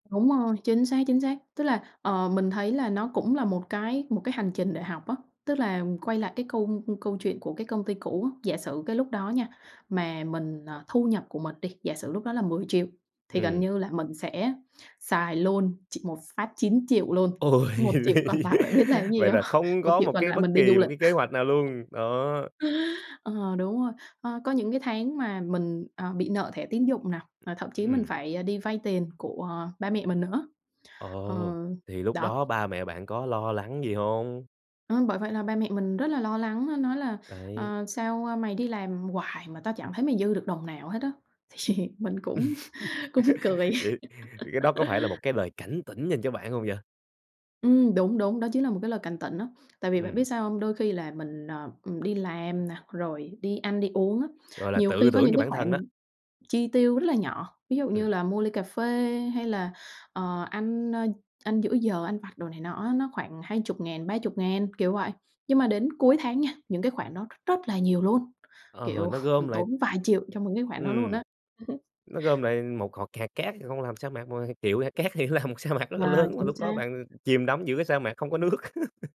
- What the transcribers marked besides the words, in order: laughing while speaking: "Ôi"; laugh; laughing while speaking: "bạn biết làm cái gì hông?"; laugh; laugh; laughing while speaking: "Thì"; laugh; laugh; laughing while speaking: "nhưng triệu hạt cát thì … rất là lớn"; tapping; laugh
- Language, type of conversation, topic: Vietnamese, podcast, Bạn cân nhắc thế nào giữa an toàn tài chính và tự do cá nhân?